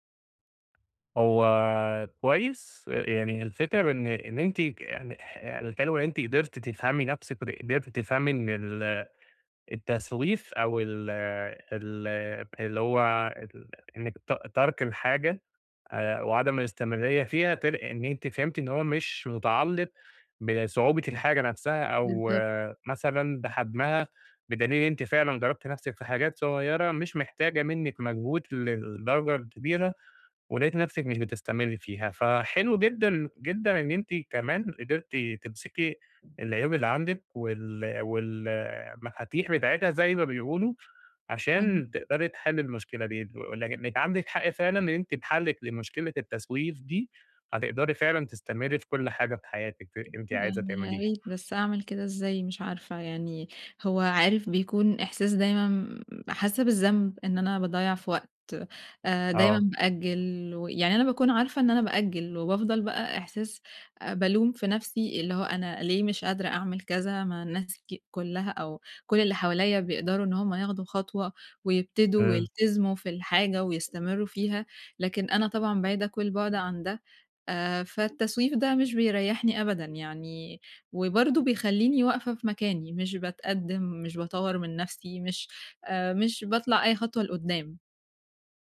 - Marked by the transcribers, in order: tapping; unintelligible speech; other background noise
- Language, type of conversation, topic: Arabic, advice, إزاي أبطل تسويف وأبني عادة تمرين يومية وأستمر عليها؟